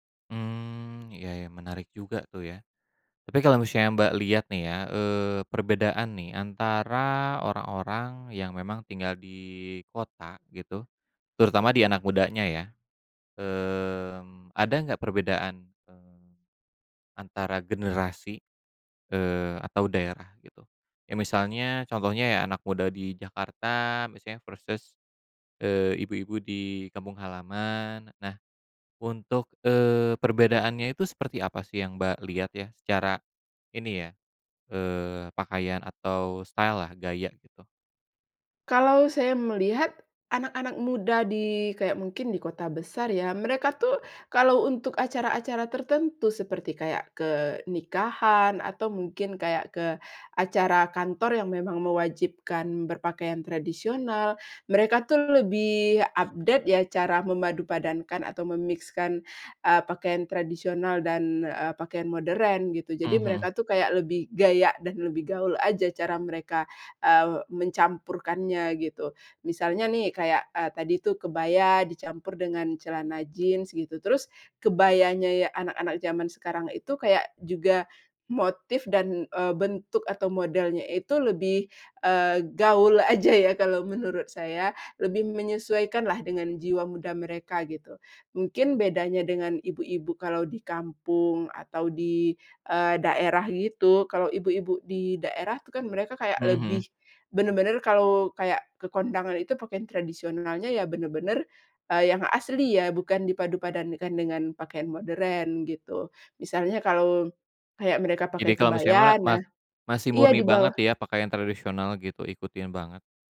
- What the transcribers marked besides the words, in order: other background noise; in English: "versus"; in English: "style"; in English: "update"; in English: "me-mix-kan"
- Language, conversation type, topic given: Indonesian, podcast, Kenapa banyak orang suka memadukan pakaian modern dan tradisional, menurut kamu?